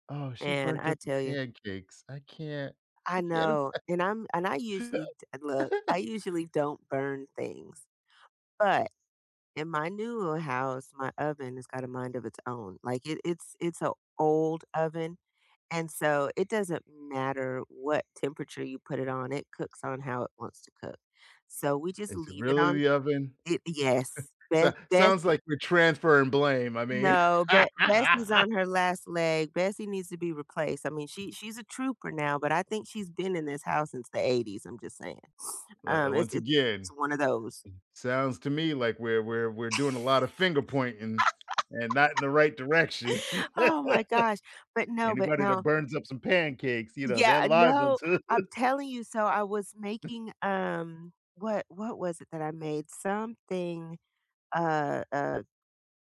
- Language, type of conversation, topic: English, unstructured, How do memories influence the choices we make today?
- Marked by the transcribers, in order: laughing while speaking: "ima"; laugh; chuckle; laugh; sniff; other background noise; laugh; laugh; laughing while speaking: "too"